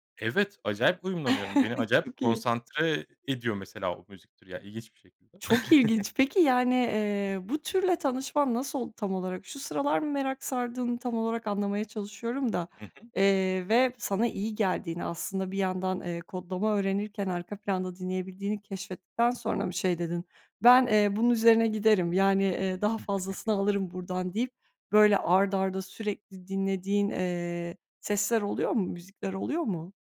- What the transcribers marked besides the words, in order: chuckle; chuckle; giggle
- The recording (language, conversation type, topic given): Turkish, podcast, Yeni müzikleri genellikle nasıl keşfedersin?